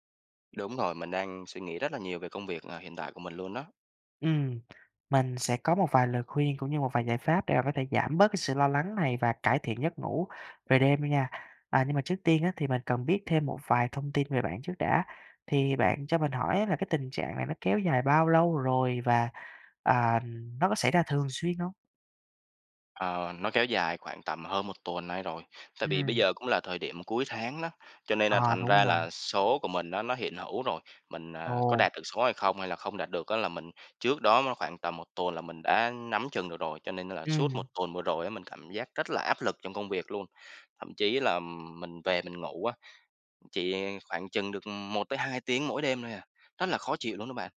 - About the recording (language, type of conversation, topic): Vietnamese, advice, Làm thế nào để giảm lo lắng và mất ngủ do suy nghĩ về công việc?
- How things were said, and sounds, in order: none